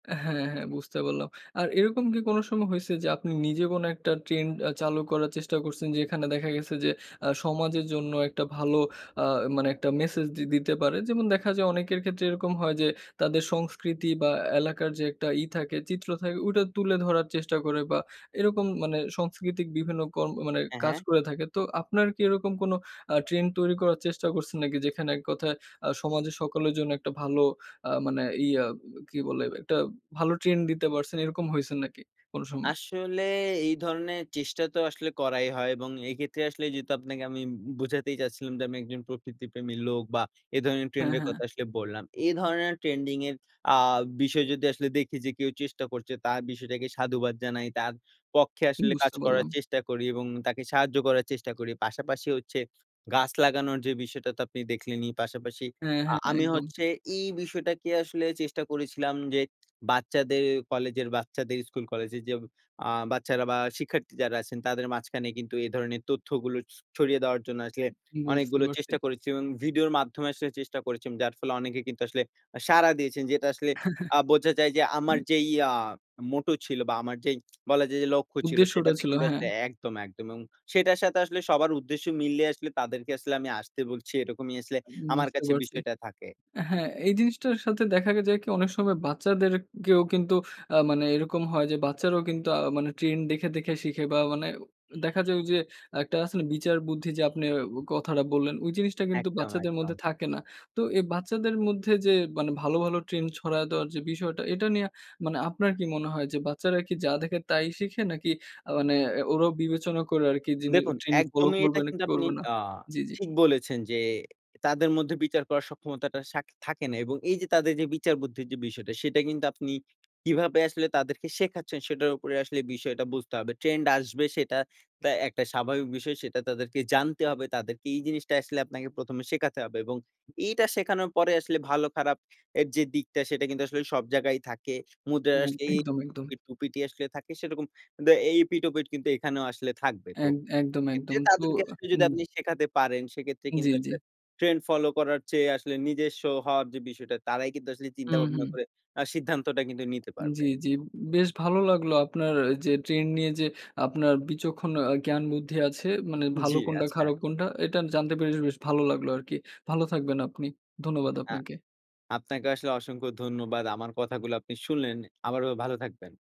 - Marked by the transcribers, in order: chuckle; in English: "মোটো"; lip smack; horn; unintelligible speech
- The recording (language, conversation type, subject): Bengali, podcast, আপনি কি ট্রেন্ড অনুসরণ করেন, নাকি নিজের মতো থাকতে বেশি পছন্দ করেন?